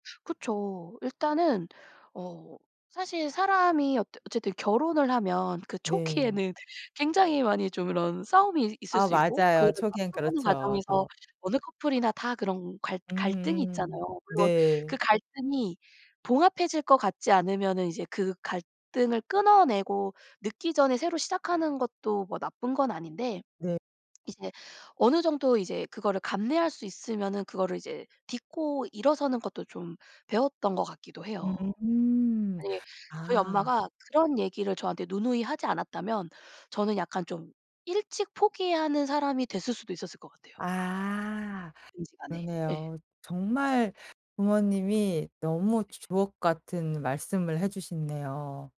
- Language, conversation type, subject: Korean, podcast, 부모님께서 해주신 말 중 가장 기억에 남는 말씀은 무엇인가요?
- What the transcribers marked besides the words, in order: tapping; unintelligible speech; other background noise